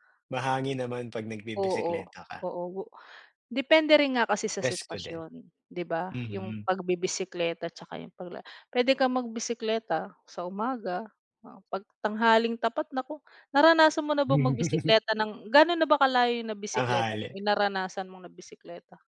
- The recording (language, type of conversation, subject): Filipino, unstructured, Ano ang opinyon mo tungkol sa paglalakad kumpara sa pagbibisikleta?
- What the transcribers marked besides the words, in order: other background noise; laugh